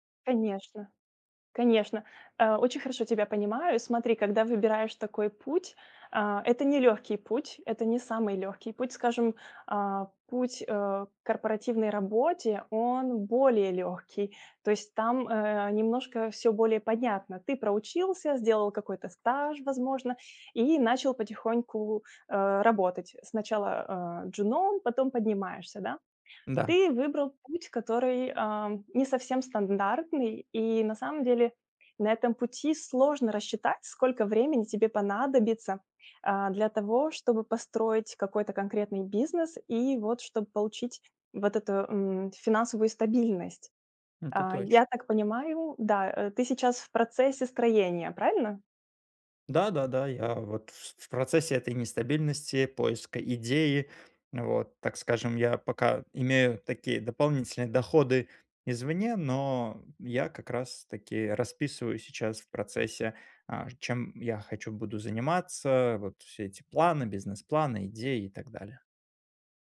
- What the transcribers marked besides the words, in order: in English: "джуном"
- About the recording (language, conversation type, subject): Russian, advice, Как перестать бояться разочаровать родителей и начать делать то, что хочу я?